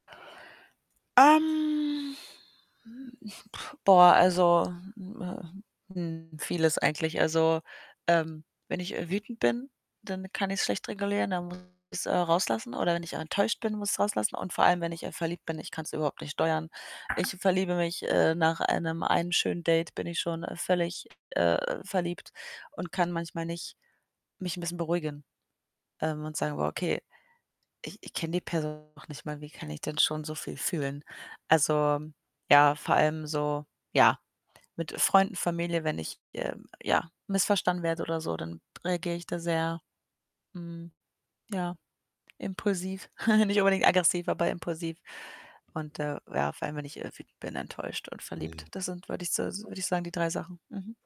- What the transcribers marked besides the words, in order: static; other background noise; drawn out: "Ähm"; blowing; distorted speech; chuckle
- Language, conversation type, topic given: German, advice, Wie kann ich meine Emotionen beruhigen, bevor ich antworte?